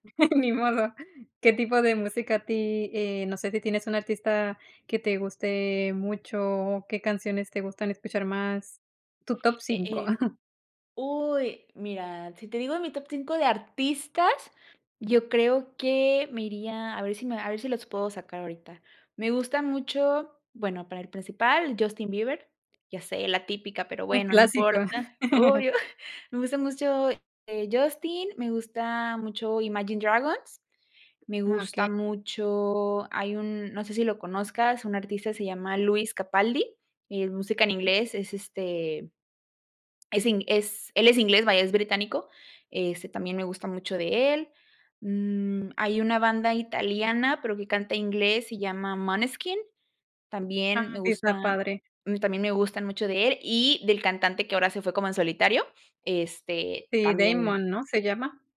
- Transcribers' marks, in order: laughing while speaking: "Ni modo"; giggle; chuckle; giggle
- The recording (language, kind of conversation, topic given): Spanish, podcast, ¿Qué opinas de mezclar idiomas en una playlist compartida?